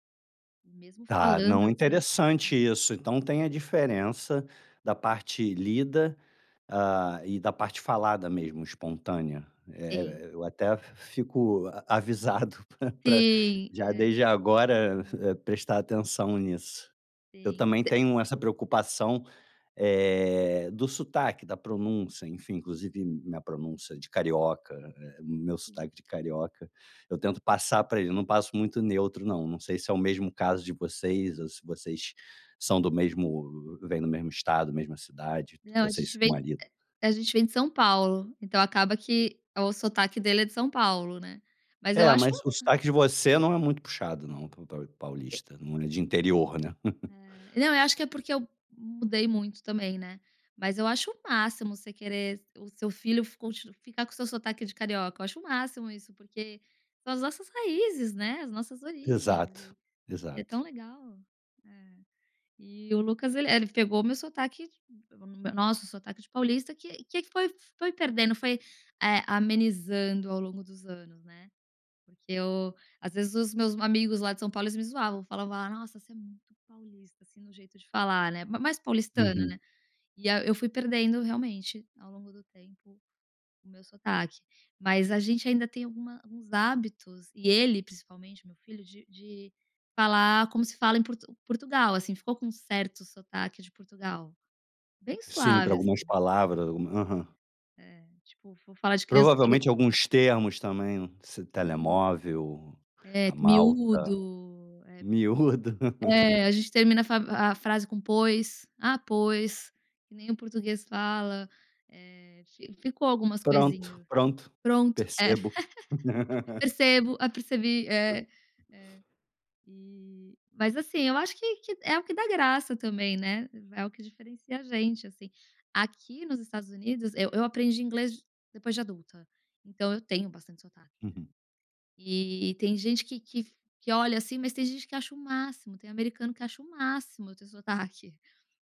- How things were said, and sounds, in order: unintelligible speech; other background noise; unintelligible speech; laugh; laugh; laugh
- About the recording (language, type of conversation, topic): Portuguese, podcast, Como escolher qual língua falar em família?